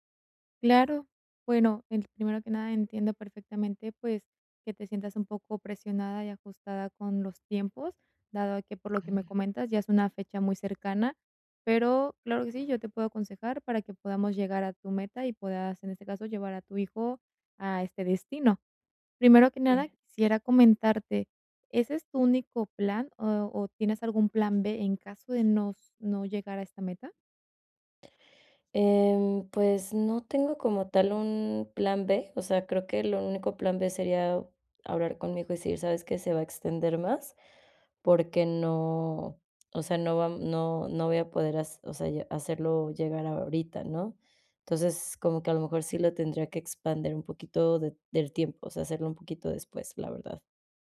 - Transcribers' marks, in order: other noise; other background noise
- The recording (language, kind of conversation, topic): Spanish, advice, ¿Cómo puedo disfrutar de unas vacaciones con poco dinero y poco tiempo?